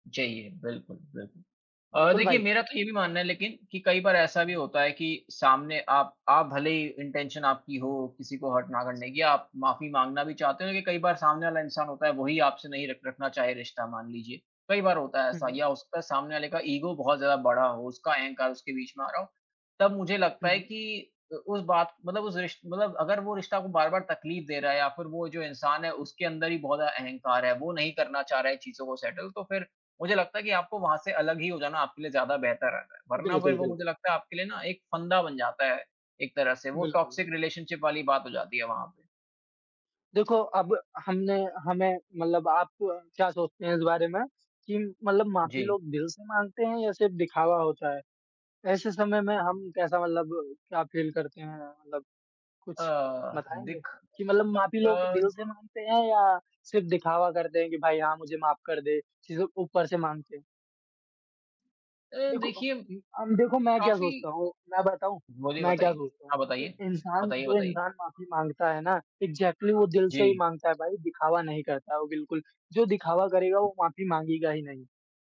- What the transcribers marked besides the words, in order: tapping; in English: "इंटेंशन"; in English: "हर्ट"; in English: "ईगो"; in English: "सेटल"; in English: "टॉक्सिक रिलेशनशिप"; other background noise; in English: "फ़ील"; in English: "इग्ज़ैक्टली"
- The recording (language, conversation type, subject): Hindi, unstructured, आपके अनुसार लड़ाई के बाद माफी क्यों ज़रूरी है?